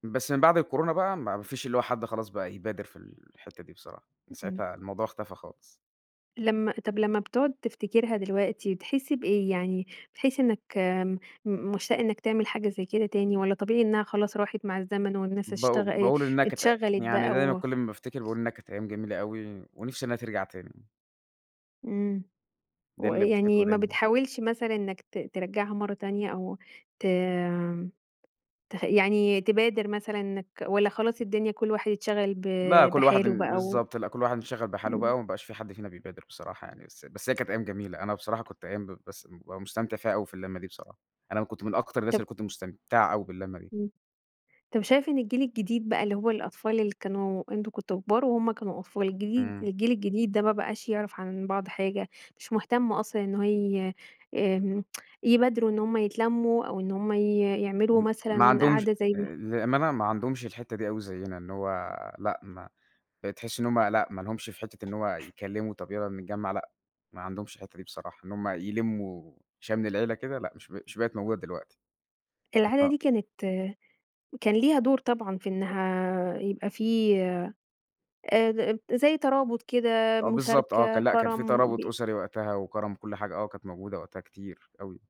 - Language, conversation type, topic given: Arabic, podcast, ممكن تحكيلي قصة عن عادة كانت عندكم وابتدت تختفي؟
- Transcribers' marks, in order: tsk; tapping; unintelligible speech